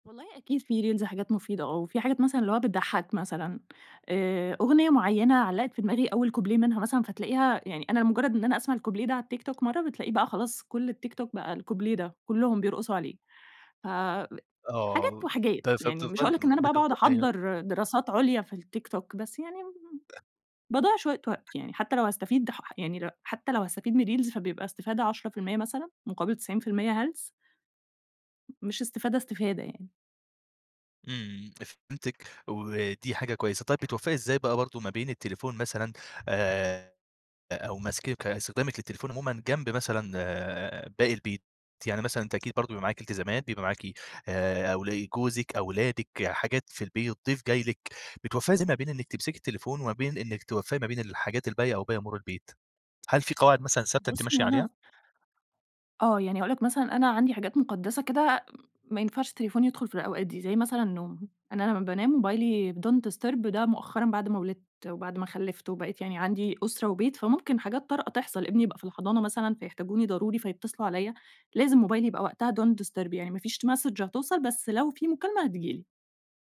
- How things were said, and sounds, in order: tapping; in English: "reels"; other background noise; in English: "الreels"; in English: "don't disturb"; in English: "don't disturb"; in English: "message"
- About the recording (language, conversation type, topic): Arabic, podcast, إزاي بتحطوا حدود لاستخدام الموبايل في البيت؟